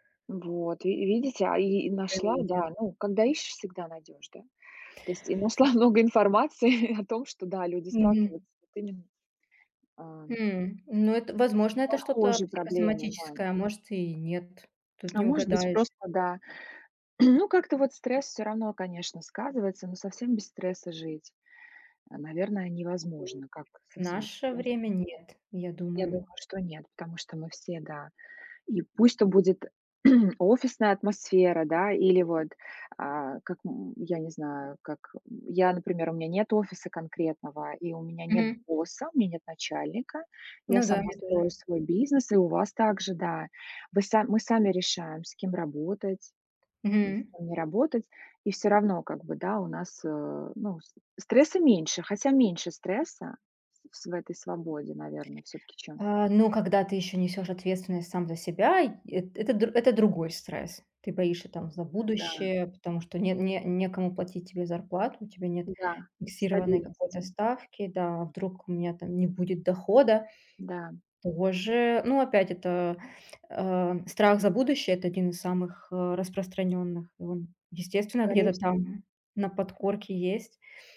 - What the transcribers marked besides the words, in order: laughing while speaking: "нашла"; chuckle; throat clearing; throat clearing
- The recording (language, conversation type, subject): Russian, unstructured, Как ты справляешься со стрессом на работе?